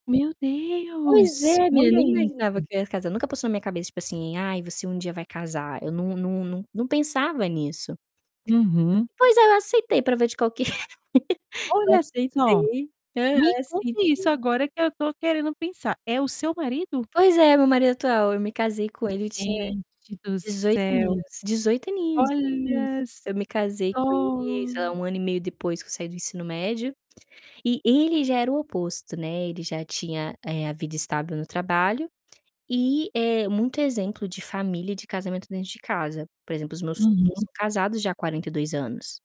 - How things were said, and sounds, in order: static; distorted speech; tapping; other background noise; laugh
- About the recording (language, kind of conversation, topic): Portuguese, podcast, Qual mudança na sua vida mais transformou você?